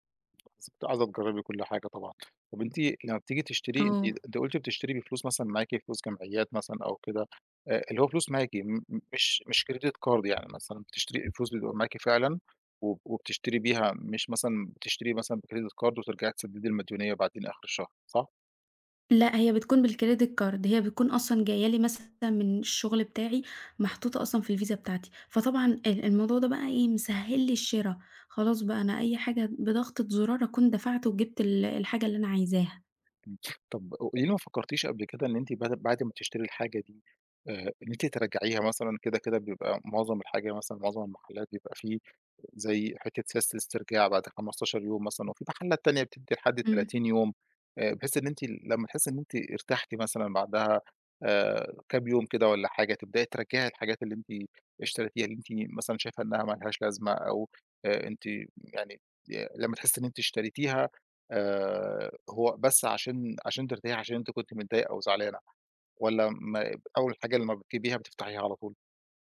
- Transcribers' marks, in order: tapping; in English: "Credit Card"; other background noise; in English: "بCredit Card"; in English: "بالcredit card"; sniff
- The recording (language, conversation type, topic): Arabic, advice, الإسراف في الشراء كملجأ للتوتر وتكرار الديون